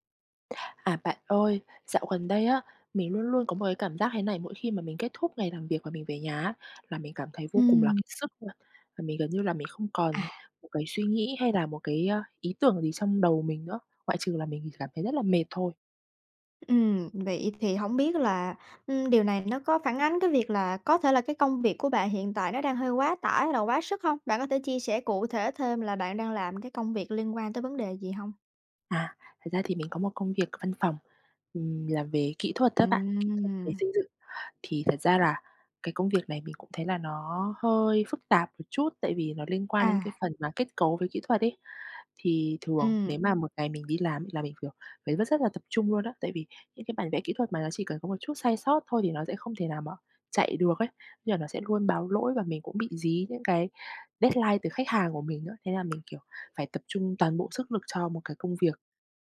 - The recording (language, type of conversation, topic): Vietnamese, advice, Làm thế nào để vượt qua tình trạng kiệt sức và mất động lực sáng tạo sau thời gian làm việc dài?
- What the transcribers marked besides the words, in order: other background noise; tapping; drawn out: "Ừm"; in English: "deadline"